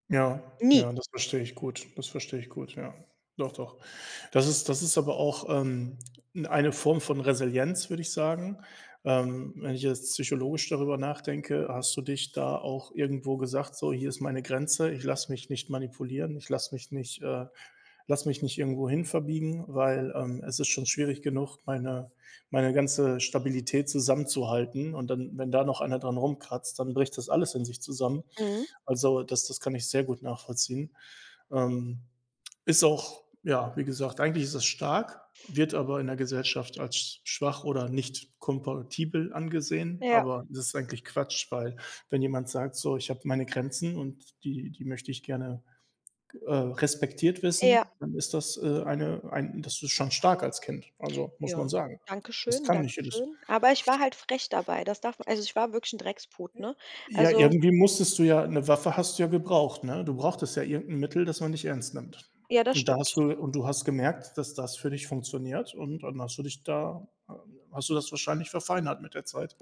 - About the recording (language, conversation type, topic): German, unstructured, Wie können Konfliktlösungsstrategien das soziale Verhalten von Schülerinnen und Schülern fördern?
- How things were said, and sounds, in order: other noise